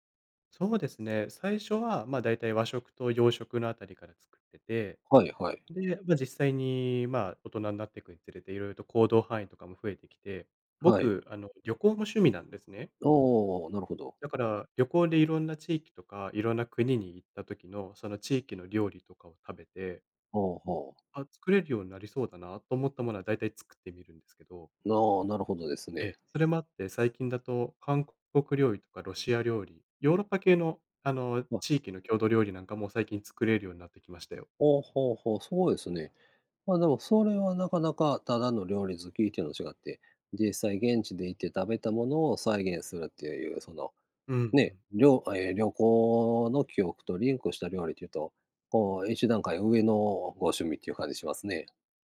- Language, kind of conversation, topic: Japanese, unstructured, 最近ハマっていることはありますか？
- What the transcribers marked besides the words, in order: none